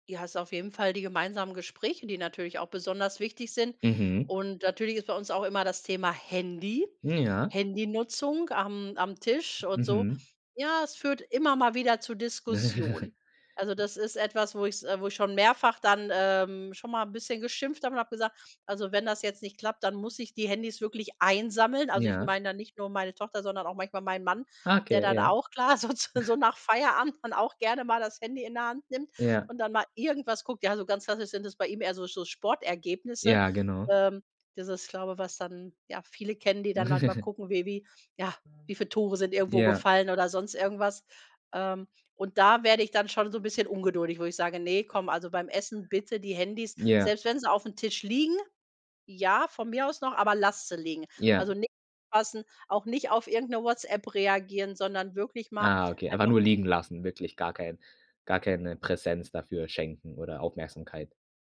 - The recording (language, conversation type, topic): German, podcast, Wie organisiert ihr unter der Woche das gemeinsame Abendessen?
- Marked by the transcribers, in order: laugh; drawn out: "ähm"; snort; laughing while speaking: "so zu"; giggle; other background noise; unintelligible speech